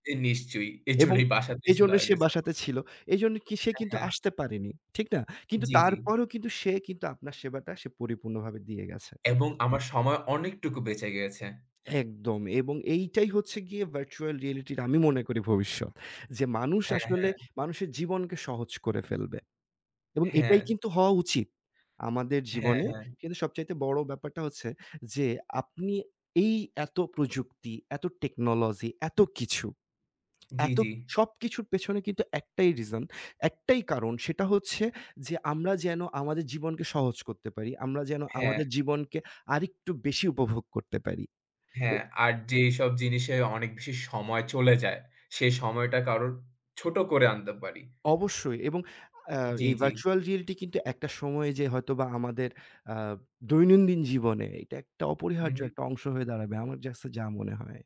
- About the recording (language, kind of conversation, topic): Bengali, unstructured, আপনার মতে ভার্চুয়াল বাস্তবতা প্রযুক্তি ভবিষ্যতে কোন দিকে এগোবে?
- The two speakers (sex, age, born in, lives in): male, 18-19, Bangladesh, Finland; male, 30-34, Bangladesh, Bangladesh
- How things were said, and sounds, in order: unintelligible speech; other background noise; in English: "virtual reality"; in English: "reason"; tapping; in English: "virtual reality"; "কাছে" said as "জাছে"